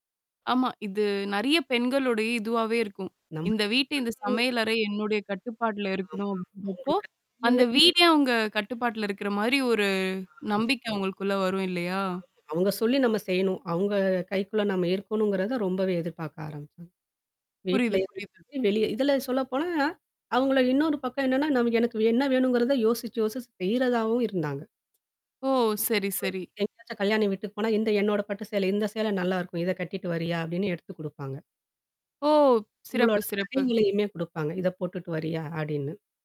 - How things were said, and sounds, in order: tapping; static; distorted speech; unintelligible speech; unintelligible speech; unintelligible speech; drawn out: "ஒரு"; mechanical hum; unintelligible speech; other background noise
- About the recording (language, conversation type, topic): Tamil, podcast, நீங்கள் முதன்முறையாக மன்னிப்பு கேட்ட தருணத்தைப் பற்றி சொல்ல முடியுமா?